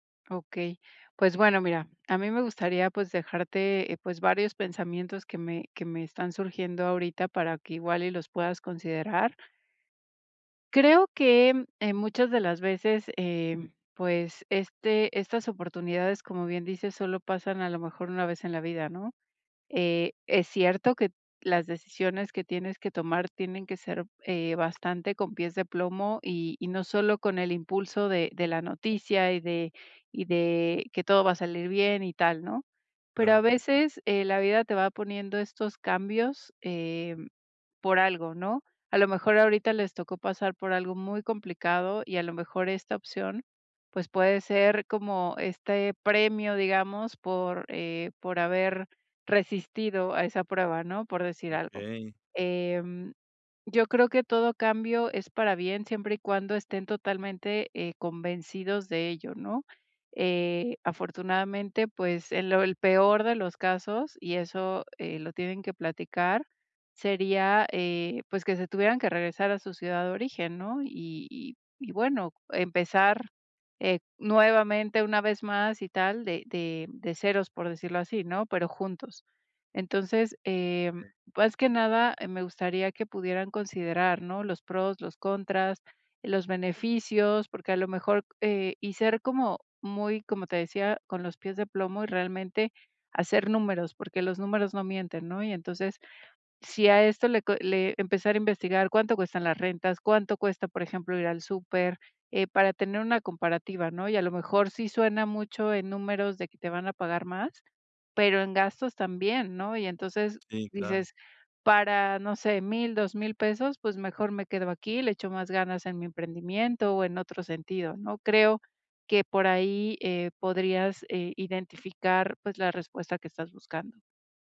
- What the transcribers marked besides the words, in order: none
- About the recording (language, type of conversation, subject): Spanish, advice, ¿Cómo puedo equilibrar el riesgo y la oportunidad al decidir cambiar de trabajo?